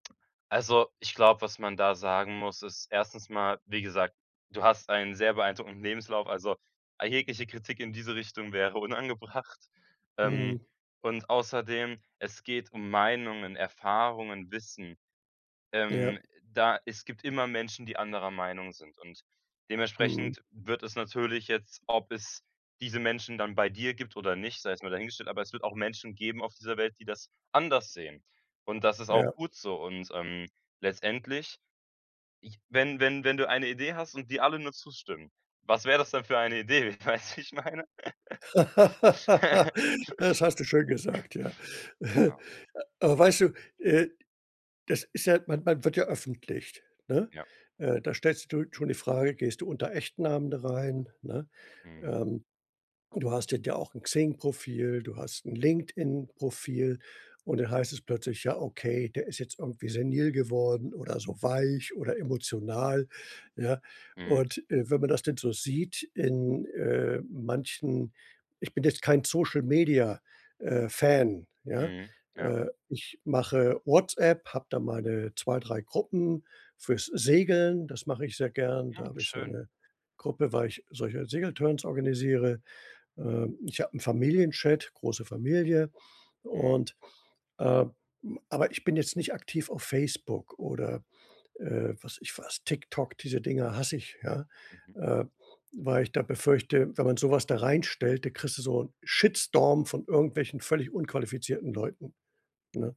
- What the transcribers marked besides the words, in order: laughing while speaking: "unangebracht"; other noise; laugh; laughing while speaking: "weißt du, wie ich meine?"; chuckle; laugh; stressed: "weich"; stressed: "emotional"; in English: "Social Media"; in English: "Shitstorm"; stressed: "Shitstorm"
- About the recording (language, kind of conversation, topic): German, advice, Wie kann ich nach einem Rückschlag langfristig konsequent an meinen Zielen dranbleiben?